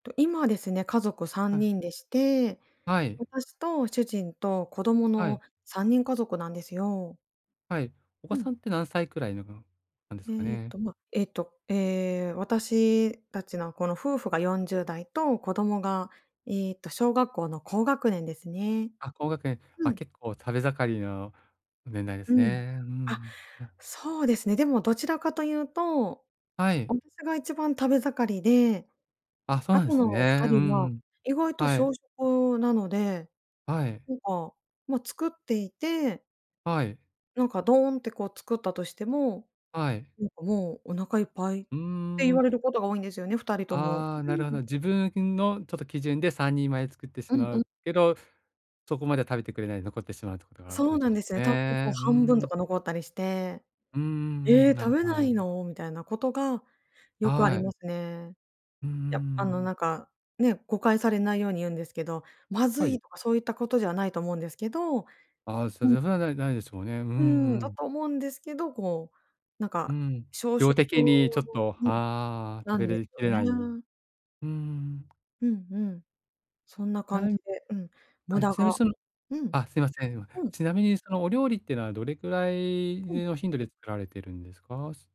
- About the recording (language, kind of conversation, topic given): Japanese, advice, 食材の無駄を減らして、毎日の献立を効率よく作るにはどうすればよいですか？
- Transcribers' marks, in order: "そんなはずは" said as "そぜふなな"